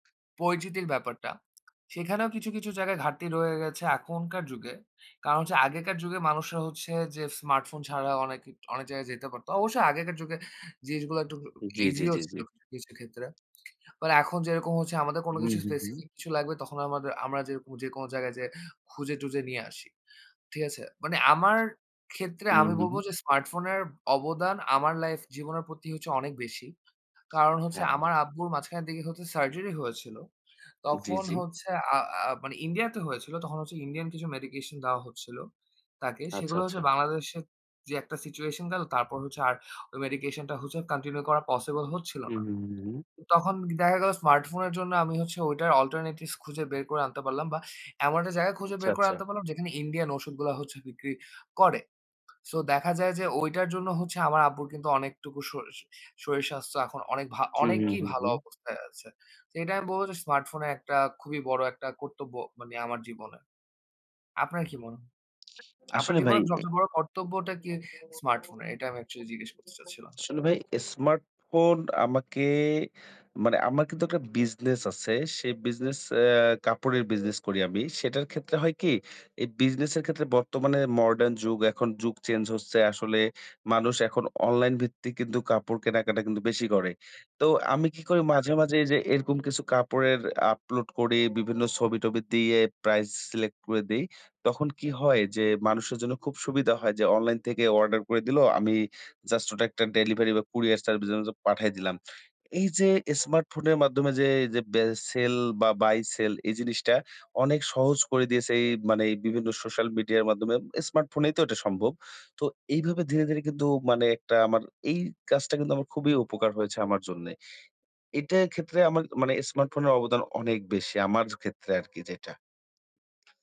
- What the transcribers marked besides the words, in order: lip smack; other background noise; in English: "অল্টারনেটিভস"; unintelligible speech; "আচ্ছা, আচ্ছা" said as "চ্ছা, চ্ছা"; background speech; unintelligible speech
- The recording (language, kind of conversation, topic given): Bengali, unstructured, স্মার্টফোন আপনার দৈনন্দিন জীবনে কীভাবে সাহায্য করে?
- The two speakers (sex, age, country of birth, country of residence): male, 25-29, Bangladesh, Bangladesh; male, 55-59, Bangladesh, Bangladesh